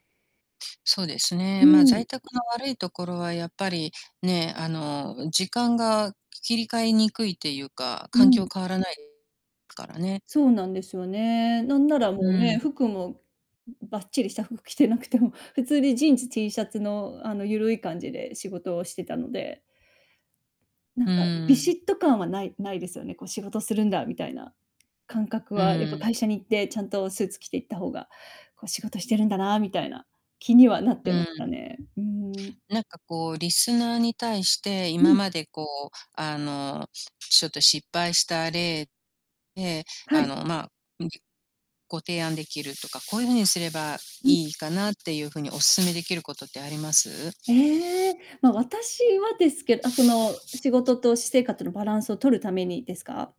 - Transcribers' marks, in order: static; distorted speech; other background noise
- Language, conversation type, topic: Japanese, podcast, 仕事と私生活のバランスをどのように保っていますか？